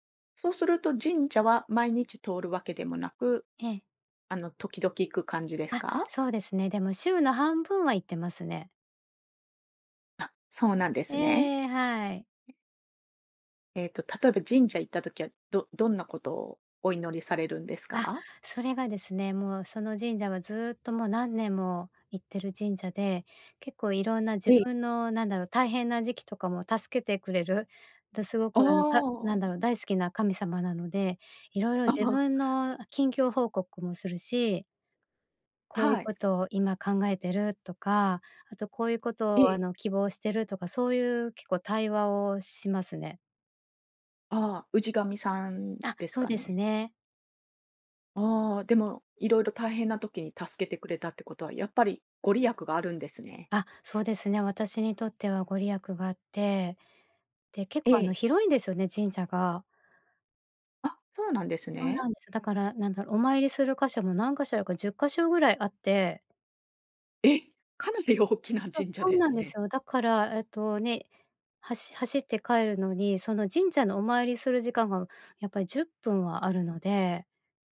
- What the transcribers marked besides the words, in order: other background noise; other noise
- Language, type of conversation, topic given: Japanese, podcast, 散歩中に見つけてうれしいものは、どんなものが多いですか？